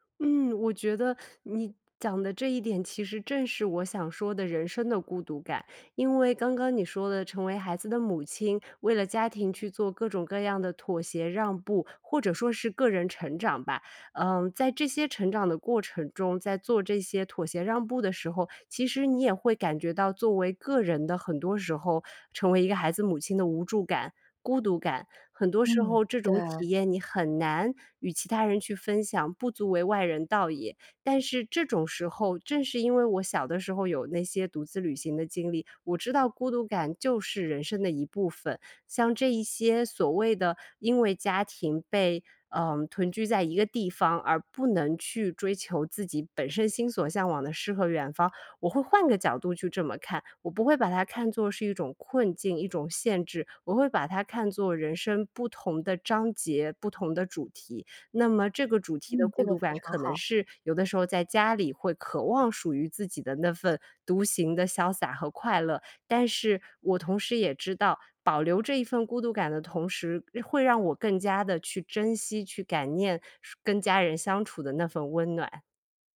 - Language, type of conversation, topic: Chinese, podcast, 你怎么看待独自旅行中的孤独感？
- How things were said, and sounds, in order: none